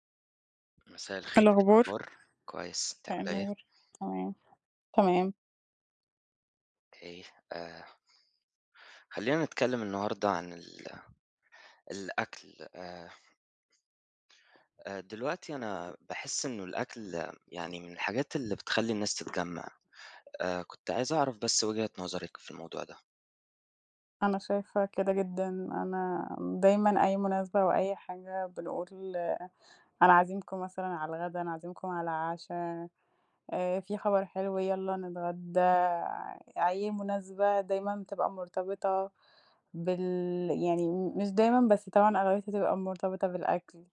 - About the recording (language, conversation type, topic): Arabic, unstructured, هل إنت مؤمن إن الأكل ممكن يقرّب الناس من بعض؟
- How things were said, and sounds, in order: tapping